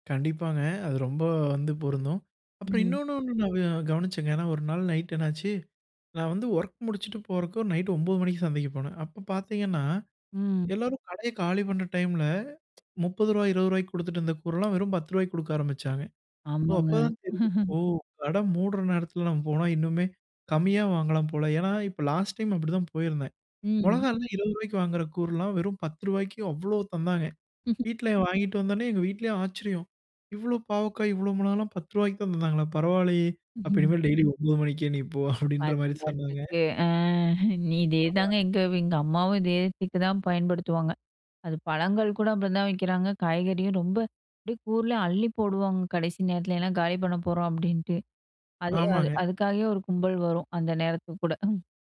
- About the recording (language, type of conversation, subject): Tamil, podcast, அருகிலுள்ள சந்தையில் சின்ன சின்ன பொருட்களை தேடிப் பார்ப்பதில் உங்களுக்கு என்ன மகிழ்ச்சி கிடைக்கிறது?
- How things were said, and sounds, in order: "போறதுக்கு" said as "போறக்கு"; chuckle; surprised: "மொளகால்லாம் இருவது ரூவாய்க்கு வாங்ற கூர்றலாம் … எங்க வீட்லயும் ஆச்சரியம்"; snort; snort; laughing while speaking: "நீ போ. அப்டின்ற மாரி சொன்னாங்க"; in English: "ட்ரிக்கு"; snort